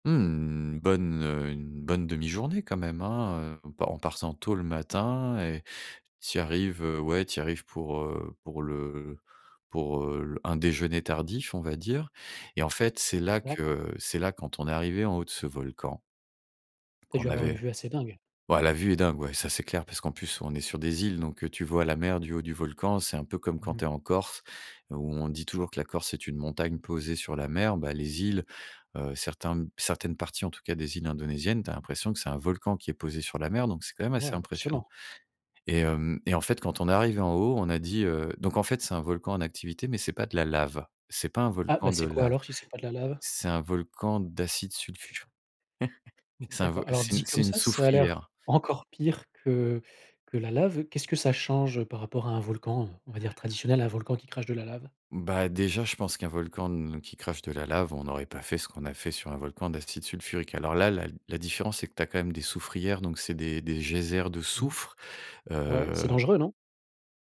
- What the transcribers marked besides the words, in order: chuckle
- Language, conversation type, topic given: French, podcast, Peux-tu parler d’un lieu hors des sentiers battus que tu aimes ?